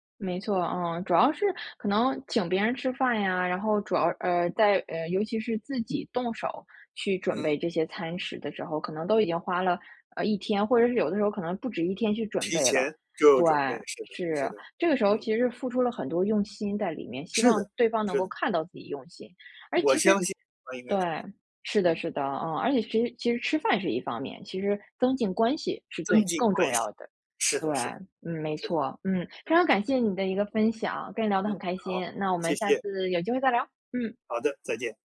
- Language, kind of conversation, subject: Chinese, podcast, 做饭招待客人时，你最在意什么？
- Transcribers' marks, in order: none